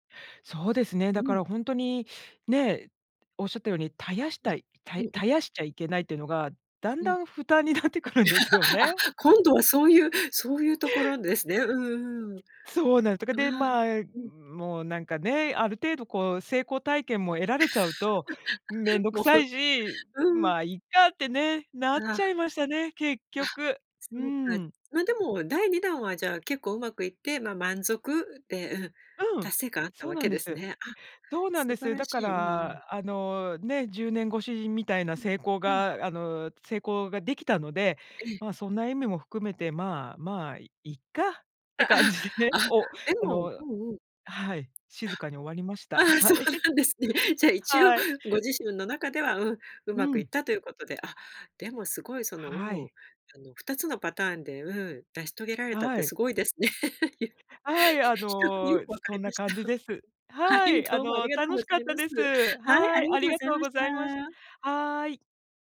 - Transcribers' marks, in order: laughing while speaking: "感じでね"; laugh; laughing while speaking: "よ よく分かりました。は … ございました"
- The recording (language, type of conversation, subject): Japanese, podcast, 自宅で発酵食品を作ったことはありますか？
- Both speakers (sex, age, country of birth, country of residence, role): female, 50-54, Japan, France, host; female, 50-54, Japan, United States, guest